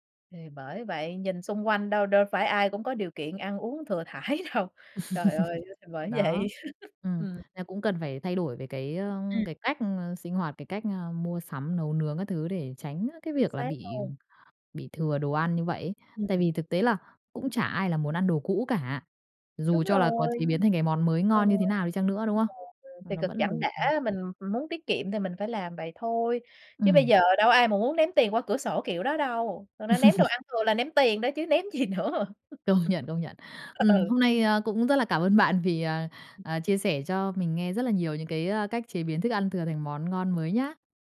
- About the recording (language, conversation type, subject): Vietnamese, podcast, Làm sao để biến thức ăn thừa thành món mới ngon?
- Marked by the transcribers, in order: laugh; laughing while speaking: "thãi đâu"; laughing while speaking: "vậy"; laugh; unintelligible speech; tapping; laugh; laughing while speaking: "Công"; laughing while speaking: "ném gì nữa. Ừ"; other background noise